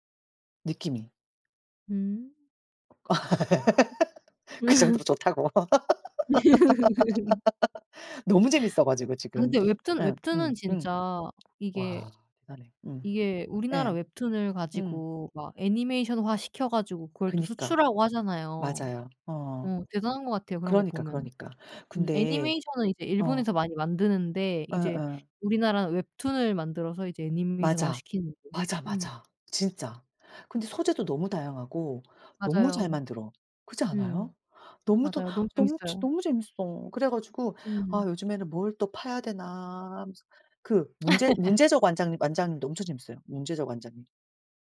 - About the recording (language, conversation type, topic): Korean, unstructured, 어렸을 때 가장 좋아했던 만화나 애니메이션은 무엇인가요?
- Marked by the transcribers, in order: other background noise; laugh; inhale; tapping; laugh